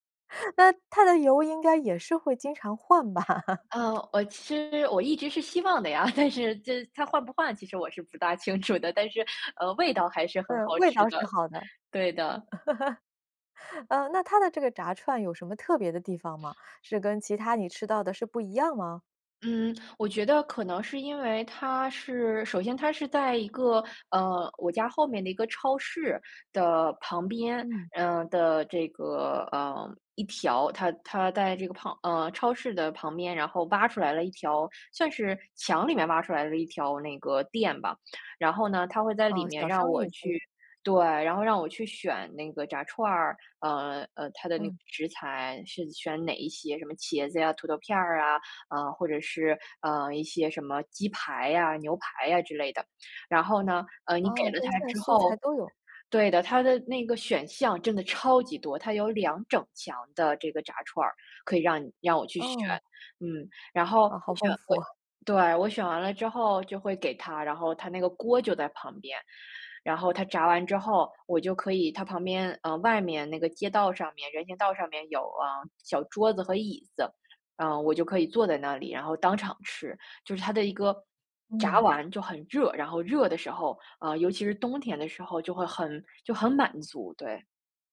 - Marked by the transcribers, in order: laughing while speaking: "吧？"; other background noise; laughing while speaking: "呀"; laughing while speaking: "清楚"; chuckle
- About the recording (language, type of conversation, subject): Chinese, podcast, 你最喜欢的街边小吃是哪一种？